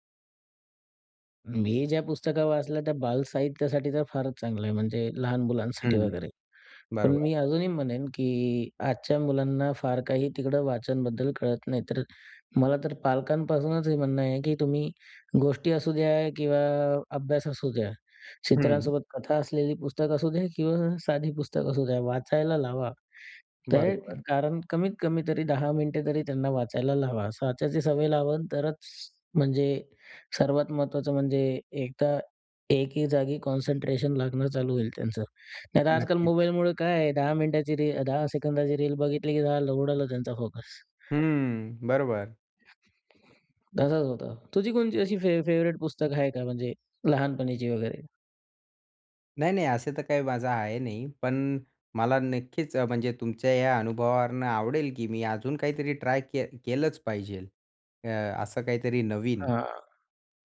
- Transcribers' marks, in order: tapping; in English: "कॉन्सन्ट्रेशन"; other noise; in English: "फेवरेट"
- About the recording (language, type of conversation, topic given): Marathi, podcast, बालपणी तुमची आवडती पुस्तके कोणती होती?